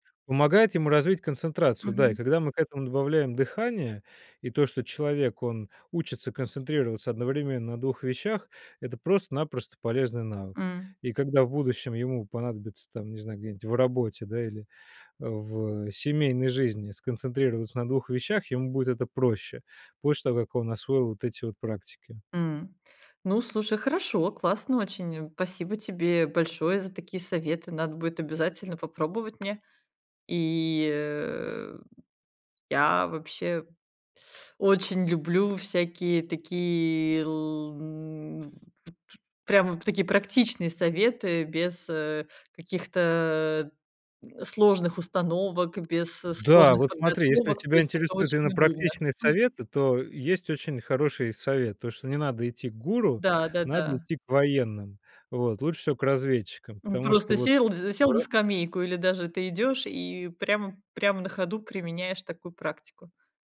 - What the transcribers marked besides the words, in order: tapping
- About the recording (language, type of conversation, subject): Russian, podcast, Какие простые дыхательные практики можно делать на улице?